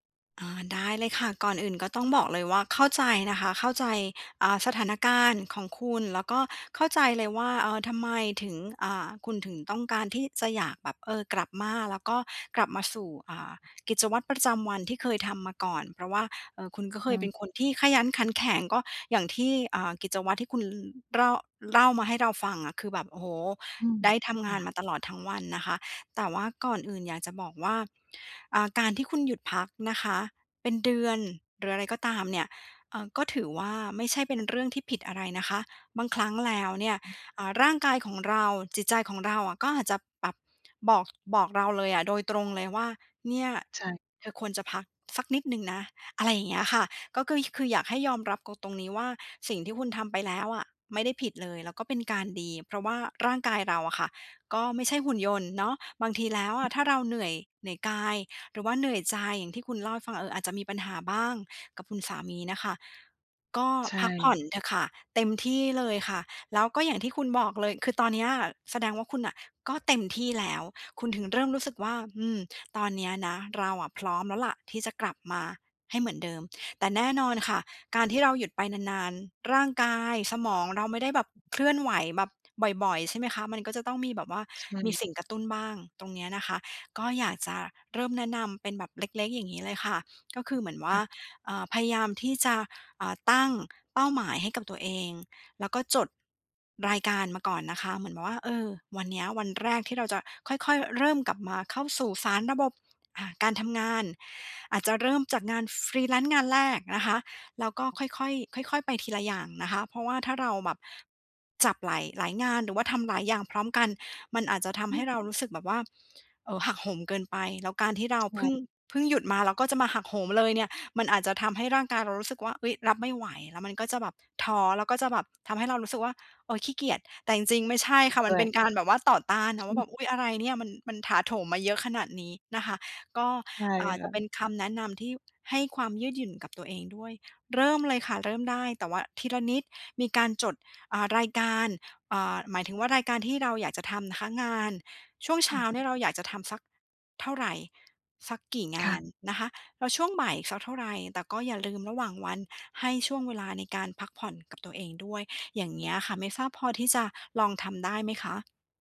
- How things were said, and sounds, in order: other background noise
- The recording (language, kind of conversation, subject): Thai, advice, เริ่มนิสัยใหม่ด้วยก้าวเล็กๆ ทุกวัน